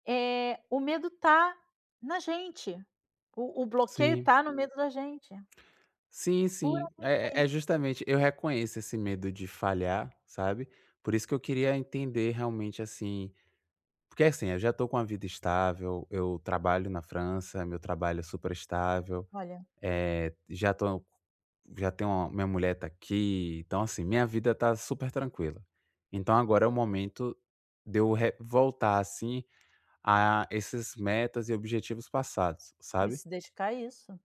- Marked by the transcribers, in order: tapping; other background noise
- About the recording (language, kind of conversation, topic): Portuguese, advice, Como posso dar o primeiro passo, apesar do medo de falhar?